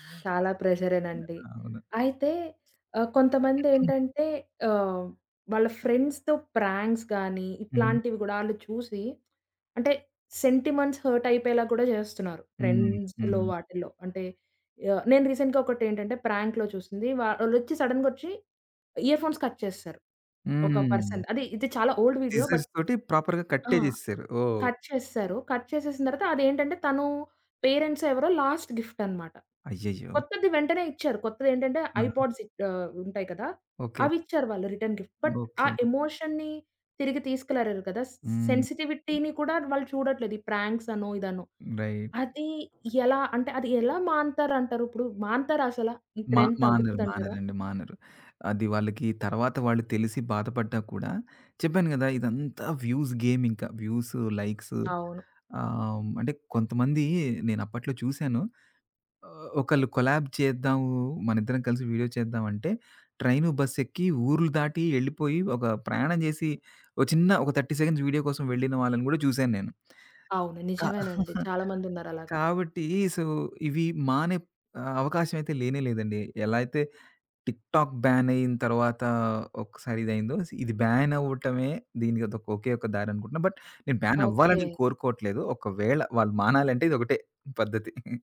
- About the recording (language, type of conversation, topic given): Telugu, podcast, సోషల్ మీడియా ట్రెండ్‌లు మీపై ఎలా ప్రభావం చూపిస్తాయి?
- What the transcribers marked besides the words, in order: other background noise; throat clearing; in English: "ఫ్రెండ్స్‌తో ప్రాంక్స్"; in English: "సెంటిమంట్స్ హర్ట్"; in English: "ట్రెండ్స్‌లో"; in English: "రీసెంట్‌గా"; in English: "ప్రాంక్‌లో"; in English: "ఇయర్ ఫోన్స్ కట్"; in English: "పర్సన్"; in English: "ఓల్డ్"; in English: "సిజర్స్‌తోటి ప్రాపర్‌గా"; in English: "బట్"; in English: "కట్"; in English: "కట్"; in English: "పేరెంట్స్"; in English: "లాస్ట్ గిఫ్ట్"; in English: "ఐపాడ్స్"; in English: "రిటర్న్ గిఫ్ట్. బట్"; in English: "ఎమోషన్‌నీ"; "తీసుకురాలేరు" said as "తీసుకులాలేరు"; in English: "సెన్సిటివిటీని"; in English: "రైట్"; in English: "ట్రెండ్"; in English: "వ్యూస్ గేమ్"; in English: "వ్యూస్ లైక్స్"; in English: "కొలాబ్"; in English: "థర్టీ సెకండ్స్"; chuckle; in English: "సో"; in English: "బ్యాన్"; in English: "బ్యాన్"; in English: "బట్"; in English: "బ్యాన్"